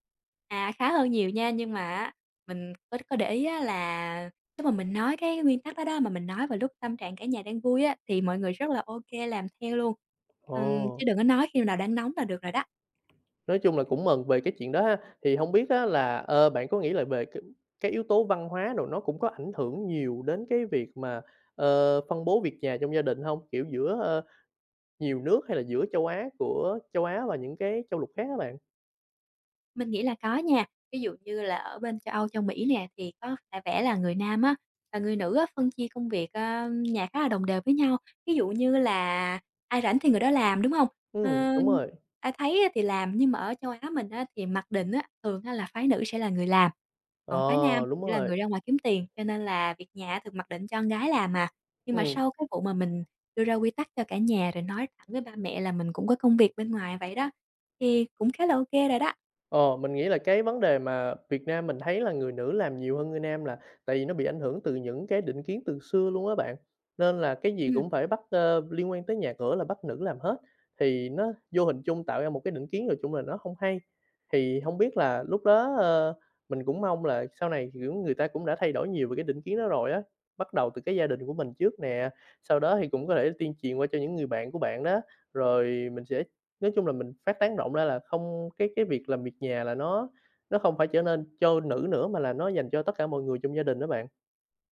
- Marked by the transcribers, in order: tapping; other background noise
- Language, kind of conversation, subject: Vietnamese, podcast, Làm sao bạn phân chia trách nhiệm làm việc nhà với người thân?